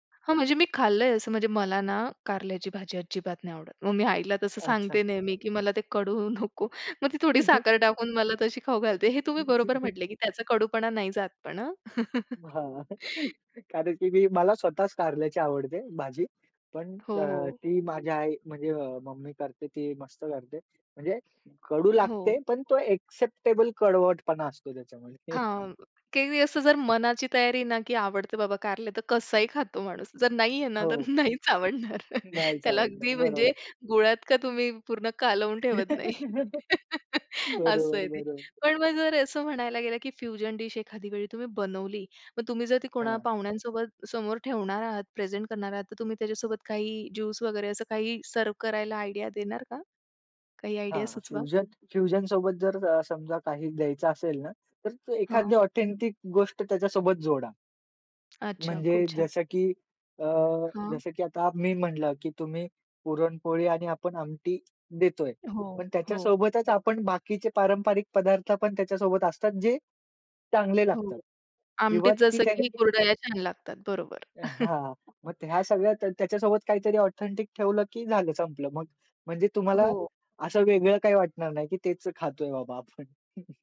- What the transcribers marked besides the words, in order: tapping; laughing while speaking: "मला ते कडू नको"; chuckle; chuckle; in English: "एक्सेप्टेबल"; chuckle; other background noise; laughing while speaking: "तर नाहीच आवडणार. त्याला अगदी … कालवून ठेवत नाही"; chuckle; in English: "फ्युजन डिश"; in English: "प्रेझेंट"; in English: "सर्व्ह"; in English: "आयडिया"; in English: "आयडिया"; in English: "फ्युजन फ्युजन"; in English: "ऑथेंटिक"; chuckle; in English: "ऑथेंटिक"; chuckle
- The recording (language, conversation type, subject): Marathi, podcast, घरच्या पदार्थांना वेगवेगळ्या खाद्यपद्धतींचा संगम करून नवी चव कशी देता?